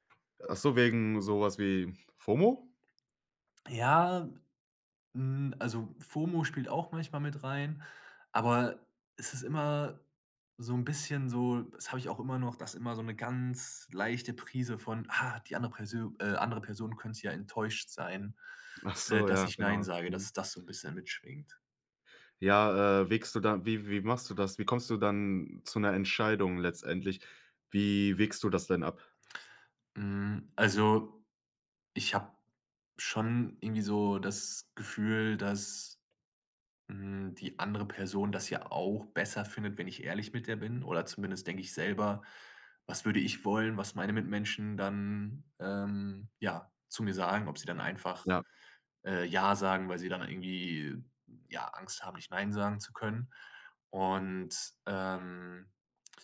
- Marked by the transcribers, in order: none
- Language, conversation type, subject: German, podcast, Wann sagst du bewusst nein, und warum?